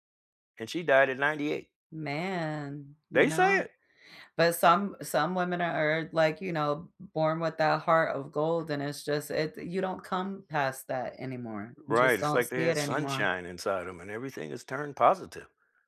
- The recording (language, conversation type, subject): English, unstructured, Have you ever shared a story about someone who passed away that made you smile?
- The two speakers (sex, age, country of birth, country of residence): female, 35-39, United States, United States; male, 65-69, United States, United States
- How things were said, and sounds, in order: none